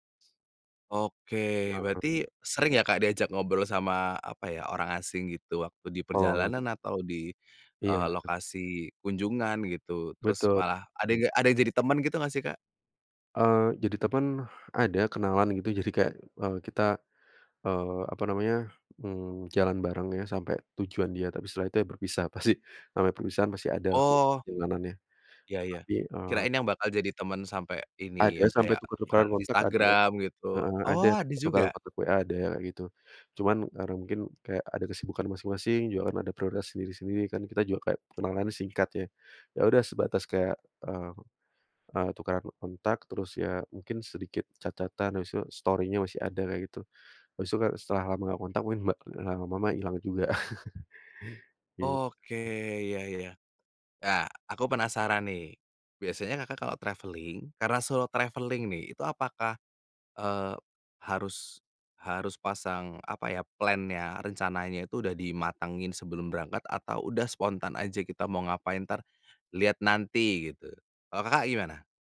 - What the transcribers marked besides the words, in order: other noise; in English: "chat-chat-an"; chuckle; in English: "traveling"; in English: "traveling"; in English: "plan-nya"
- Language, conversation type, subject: Indonesian, podcast, Apa pengalaman paling sederhana tetapi bermakna yang pernah kamu alami saat bepergian?